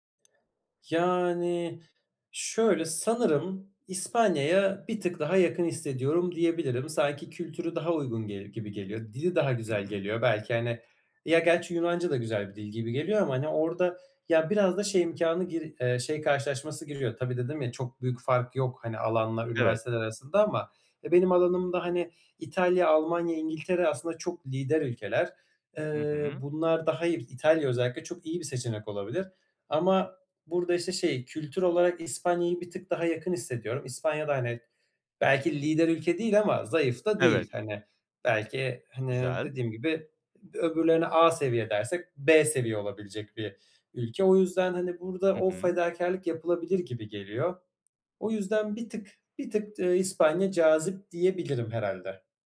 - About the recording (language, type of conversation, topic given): Turkish, advice, Gelecek belirsizliği yüzünden sürekli kaygı hissettiğimde ne yapabilirim?
- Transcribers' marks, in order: other background noise